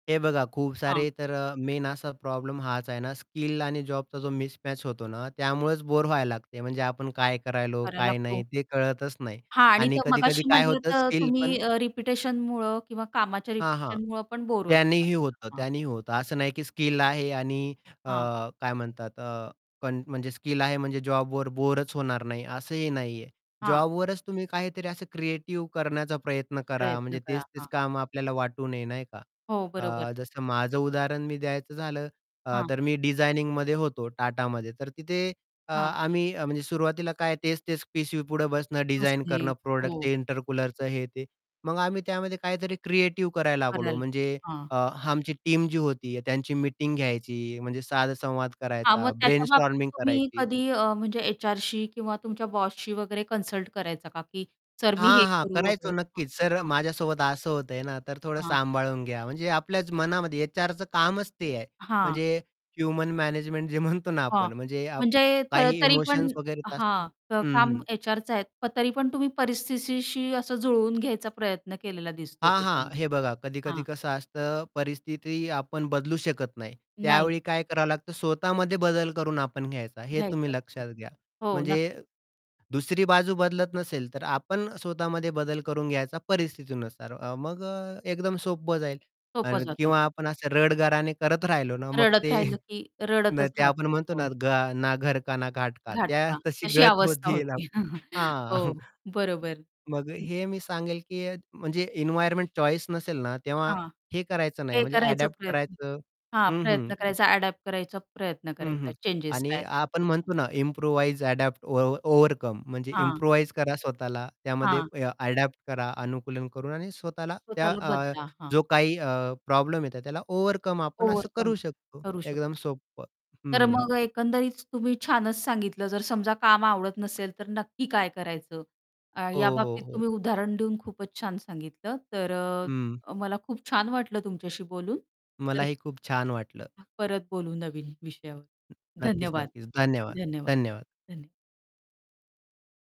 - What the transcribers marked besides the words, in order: in English: "मेन"; in English: "मिसमॅच"; "करतो" said as "करायलो"; distorted speech; other background noise; in English: "टीम"; in English: "ब्रेनस्टॉर्मिंग"; in English: "कन्सल्ट"; tapping; "रडगाणे" said as "रडगराणे"; laughing while speaking: "मग ते"; in Hindi: "घा ना घर का ना घाट का"; chuckle; in English: "एन्व्हायर्नमेंट चॉईस"; in English: "इम्प्रोव्हाईज, अडॅप्ट, ओव ओव्हरकम"; in English: "इम्प्रोव्हाईज"; static
- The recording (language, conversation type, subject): Marathi, podcast, तुम्हाला काम आवडत नसताना तुम्ही काय करता?